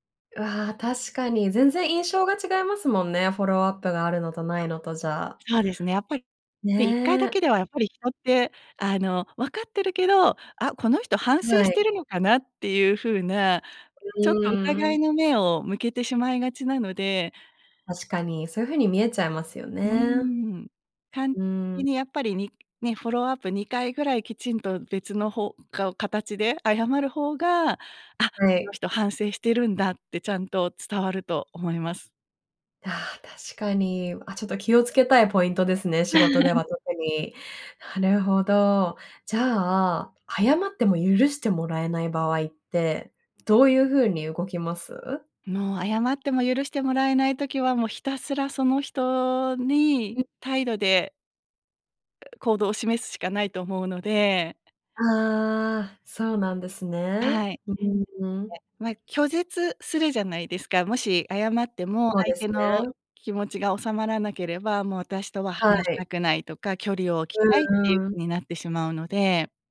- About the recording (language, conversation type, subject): Japanese, podcast, うまく謝るために心がけていることは？
- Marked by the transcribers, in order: tapping; chuckle; other noise